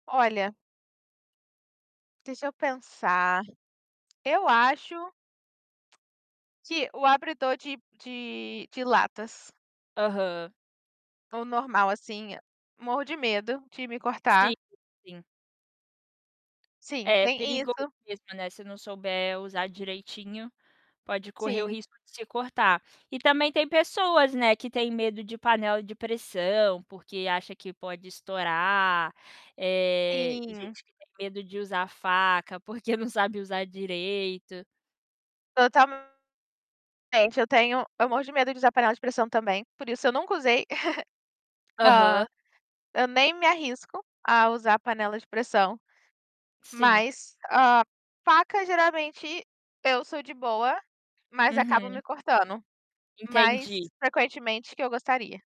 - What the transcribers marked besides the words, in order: tapping; distorted speech; chuckle; static
- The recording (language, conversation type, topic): Portuguese, podcast, Que história engraçada aconteceu com você enquanto estava cozinhando?
- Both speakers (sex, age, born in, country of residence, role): female, 25-29, Brazil, United States, guest; female, 25-29, Brazil, United States, host